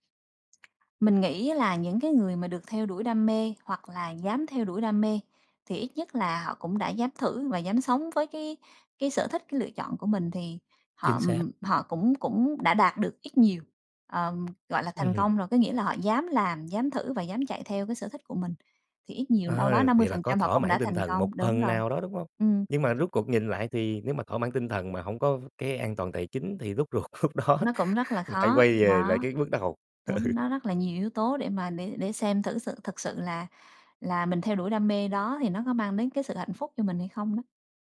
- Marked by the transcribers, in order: tapping; laughing while speaking: "lúc đó"; laughing while speaking: "ừ"
- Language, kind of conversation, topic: Vietnamese, podcast, Bạn nghĩ nên theo đam mê hay chọn công việc thực tế hơn?